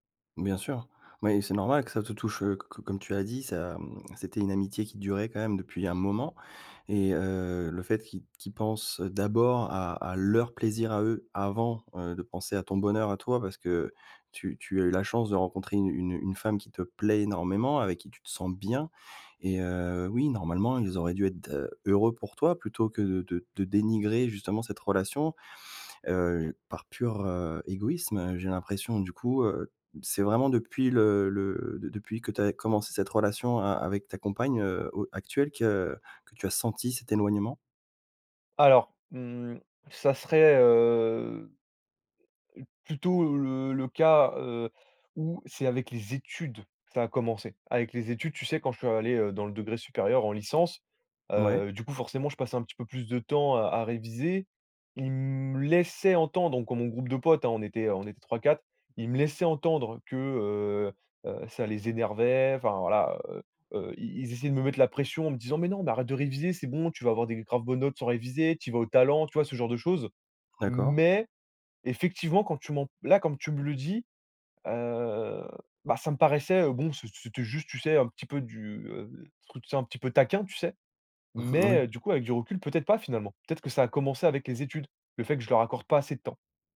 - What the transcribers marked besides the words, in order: stressed: "leur"; stressed: "plaît"; stressed: "bien"; drawn out: "heu"; tapping; drawn out: "me"; drawn out: "heu"
- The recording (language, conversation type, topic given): French, advice, Comment gérer des amis qui s’éloignent parce que je suis moins disponible ?